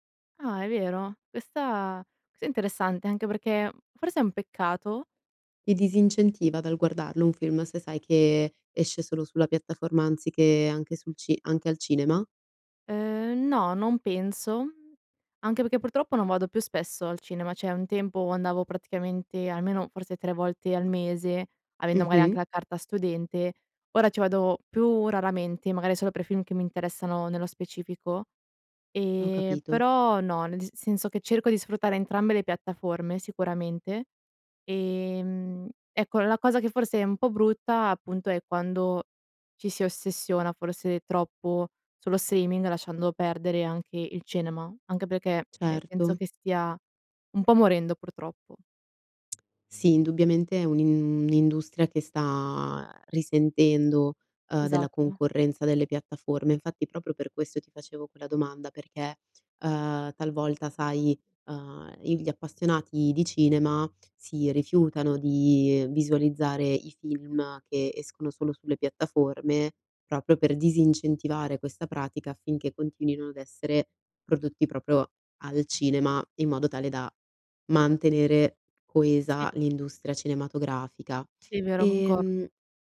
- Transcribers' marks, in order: "cioè" said as "ceh"; tapping; "proprio" said as "propro"
- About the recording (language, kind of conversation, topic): Italian, podcast, Cosa pensi del fenomeno dello streaming e del binge‑watching?